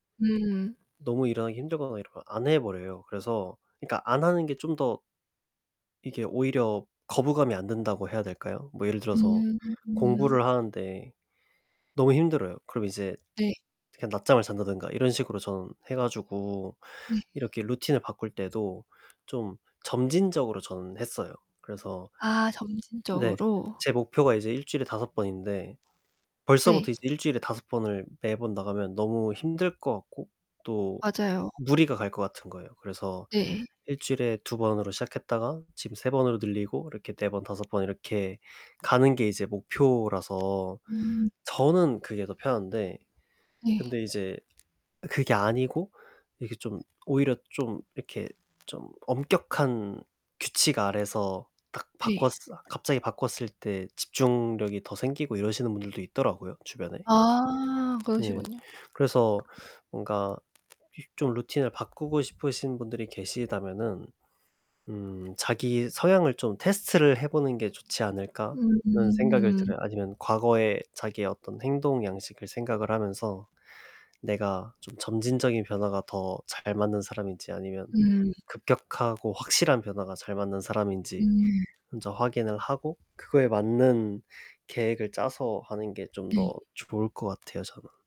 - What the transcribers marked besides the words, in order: static; distorted speech; other background noise; tapping
- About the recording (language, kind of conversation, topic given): Korean, podcast, 요즘 아침에는 어떤 루틴으로 하루를 시작하시나요?